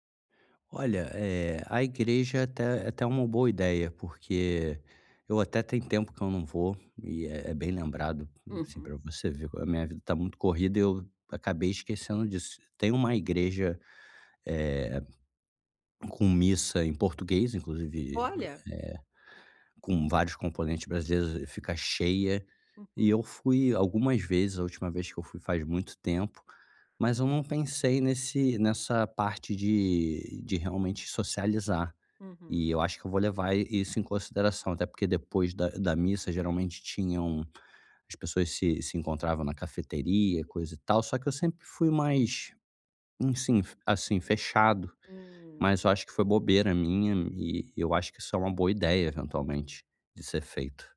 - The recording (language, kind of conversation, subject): Portuguese, advice, Como fazer novas amizades com uma rotina muito ocupada?
- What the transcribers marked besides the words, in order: none